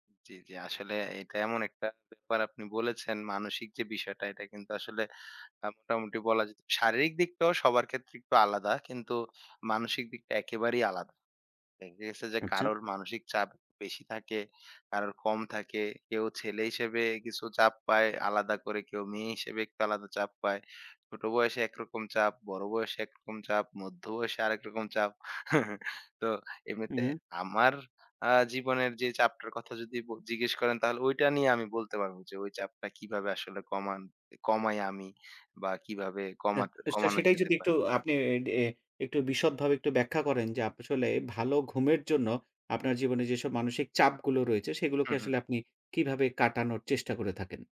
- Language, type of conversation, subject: Bengali, podcast, ভালো ঘুমের জন্য আপনার সহজ টিপসগুলো কী?
- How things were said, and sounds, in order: other background noise; scoff; tapping